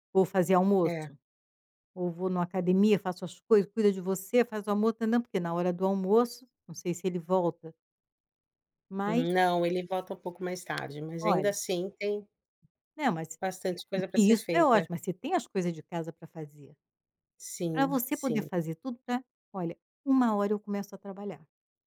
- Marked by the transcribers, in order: tapping
- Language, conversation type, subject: Portuguese, advice, Como o cansaço tem afetado sua irritabilidade e impaciência com a família e os amigos?